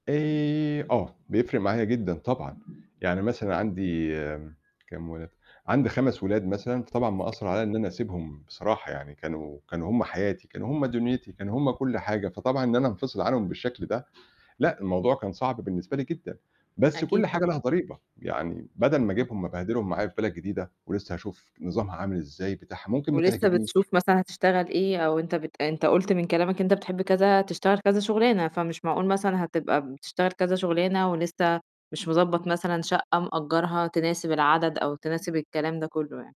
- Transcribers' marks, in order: tapping; distorted speech
- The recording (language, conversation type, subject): Arabic, podcast, إزاي تقرر تهاجر برّه البلد ولا تفضل قريب من عيلتك؟